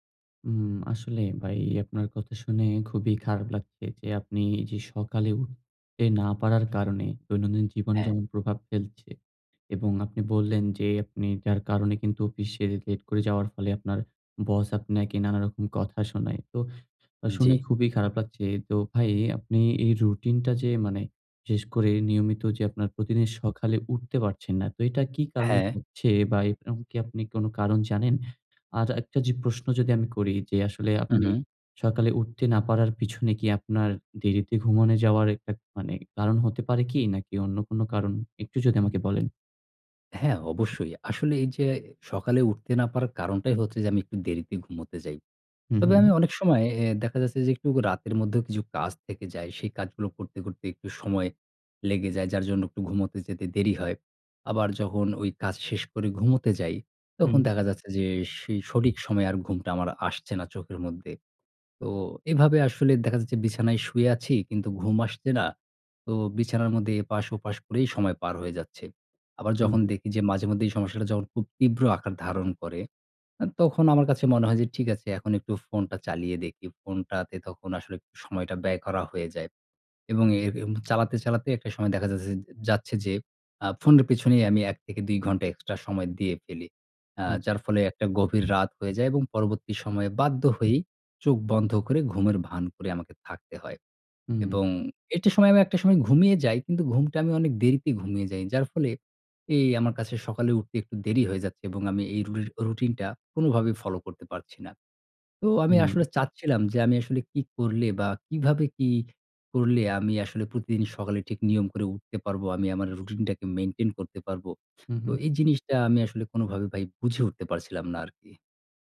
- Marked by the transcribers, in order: "এরকম" said as "এক্রম"; "ঘুমানো" said as "ঘুমানে"
- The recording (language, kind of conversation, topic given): Bengali, advice, প্রতিদিন সকালে সময়মতো উঠতে আমি কেন নিয়মিত রুটিন মেনে চলতে পারছি না?